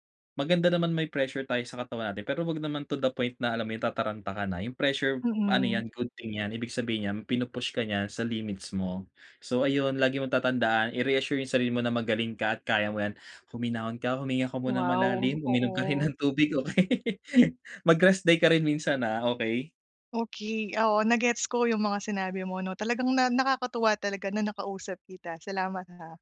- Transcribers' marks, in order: laughing while speaking: "ka rin ng tubig, okey?"; laugh; joyful: "Mag rest day ka rin minsan, ah, okey?"
- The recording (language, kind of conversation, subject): Filipino, advice, Paano ko tatanggapin ang mga pagbabagong hindi ko inaasahan sa buhay ko?